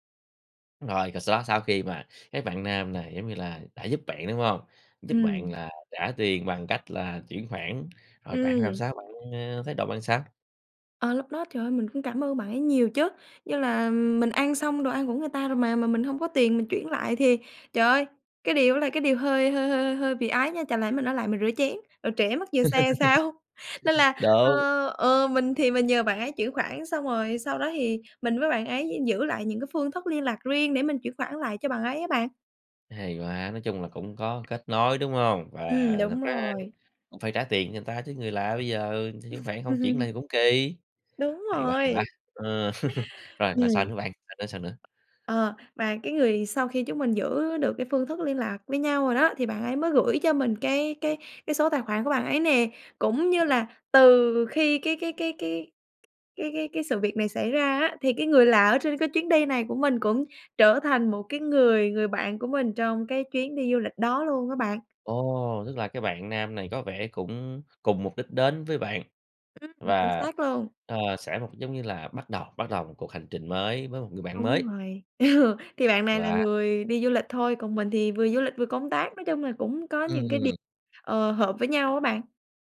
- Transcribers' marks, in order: tapping; laugh; laughing while speaking: "sao?"; "người" said as "ừn"; laugh; laugh; other background noise; laughing while speaking: "Ừ"
- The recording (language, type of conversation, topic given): Vietnamese, podcast, Bạn có kỷ niệm hài hước nào với người lạ trong một chuyến đi không?